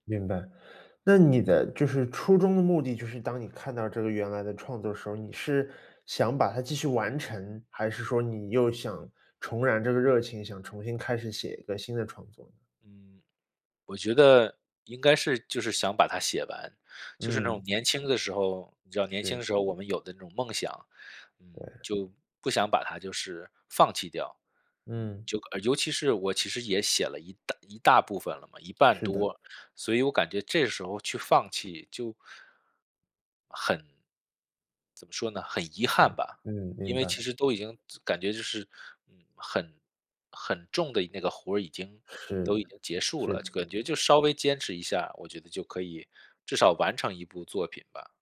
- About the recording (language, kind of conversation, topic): Chinese, advice, 如何在工作占满时间的情况下安排固定的创作时间？
- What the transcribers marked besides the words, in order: other background noise